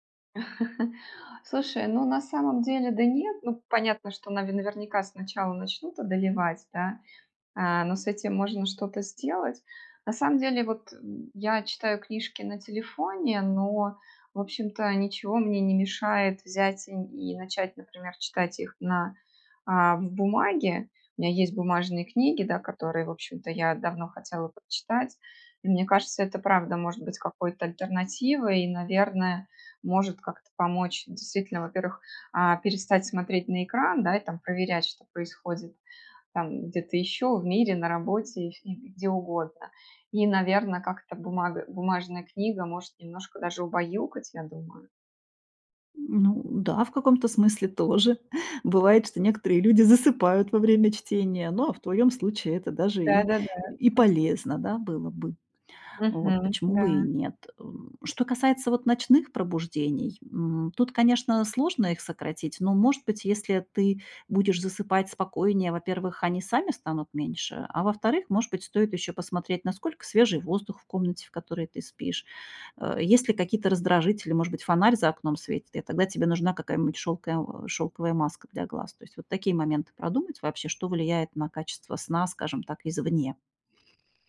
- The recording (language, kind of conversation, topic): Russian, advice, Как справиться с бессонницей из‑за вечернего стресса или тревоги?
- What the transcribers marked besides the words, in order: laugh; chuckle